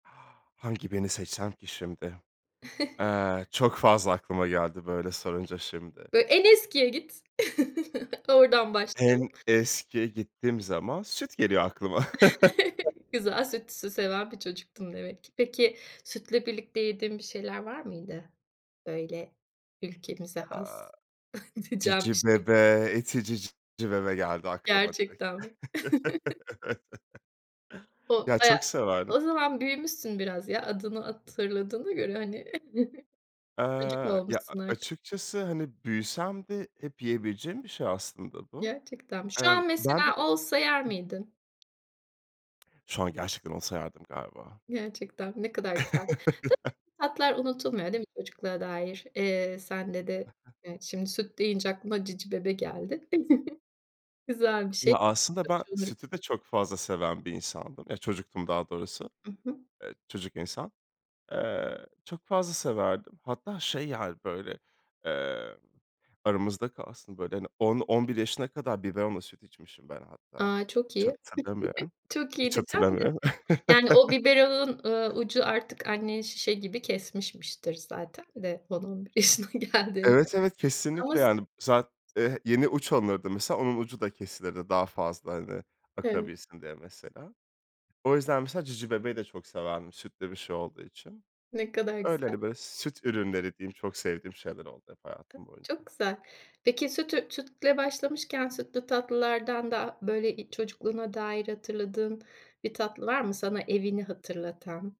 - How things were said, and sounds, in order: chuckle; chuckle; tapping; laugh; chuckle; other background noise; chuckle; chuckle; laugh; chuckle; laugh; chuckle; unintelligible speech; chuckle; laugh; unintelligible speech
- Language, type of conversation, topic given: Turkish, podcast, Çocukluğundan aklına ilk gelen yemek hangisi, anlatır mısın?
- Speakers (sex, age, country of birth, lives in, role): female, 50-54, Turkey, Spain, host; male, 30-34, Turkey, France, guest